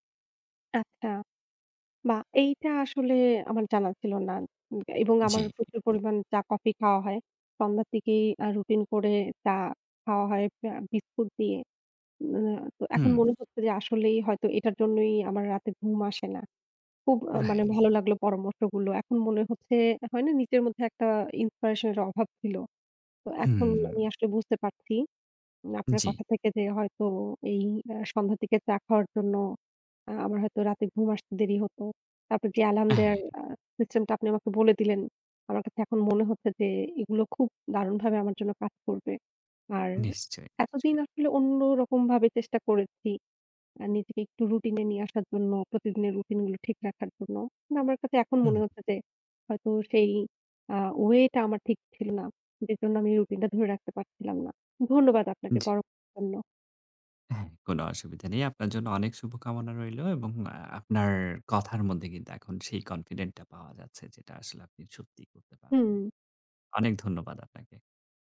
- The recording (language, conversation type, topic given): Bengali, advice, দৈনন্দিন রুটিনে আগ্রহ হারানো ও লক্ষ্য স্পষ্ট না থাকা
- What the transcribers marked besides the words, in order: "আচ্ছা" said as "আত্তা"; other background noise; tapping